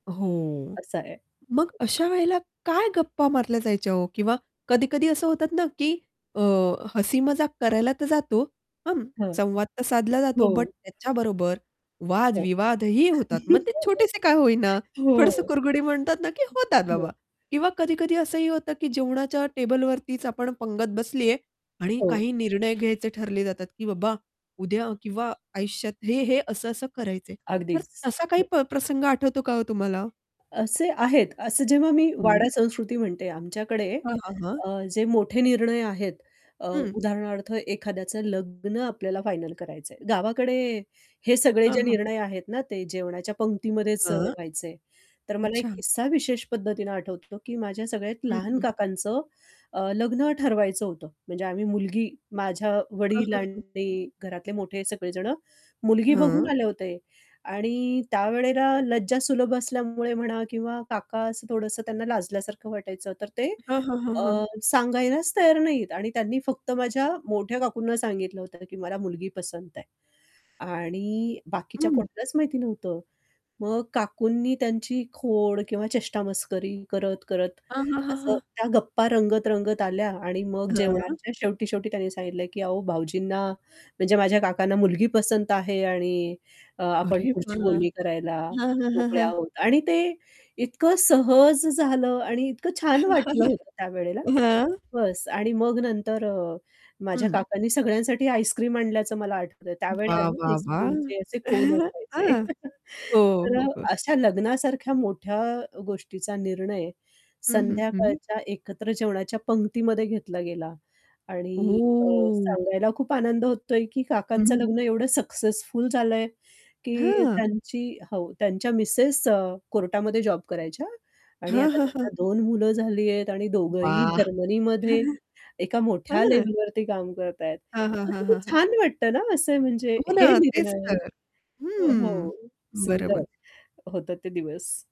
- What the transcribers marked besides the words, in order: static; distorted speech; laugh; other background noise; mechanical hum; tapping; chuckle; chuckle; chuckle; drawn out: "ओह!"; chuckle
- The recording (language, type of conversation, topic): Marathi, podcast, एकत्र जेवण्याचे तुमचे अनुभव कसे आहेत?